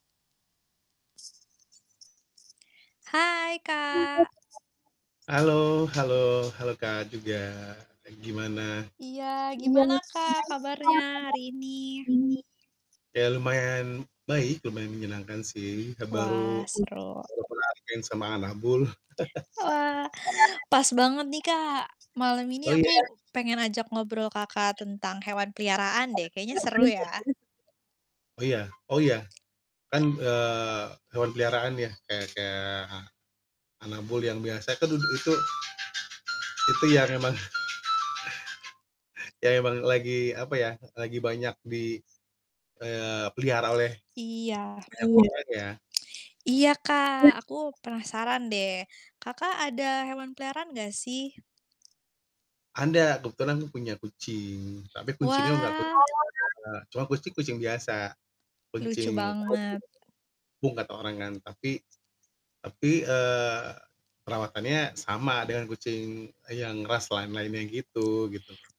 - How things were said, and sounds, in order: other background noise; background speech; static; distorted speech; chuckle; alarm; chuckle; tapping
- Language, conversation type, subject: Indonesian, unstructured, Apa hal yang paling menyenangkan dari memelihara hewan?